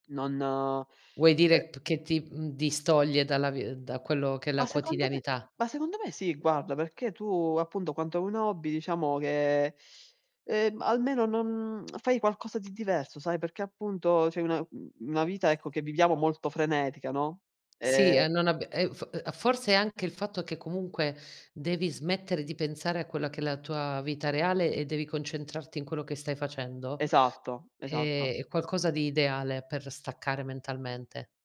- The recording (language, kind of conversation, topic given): Italian, unstructured, Quali hobby ti sorprendono per quanto siano popolari oggi?
- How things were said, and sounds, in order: none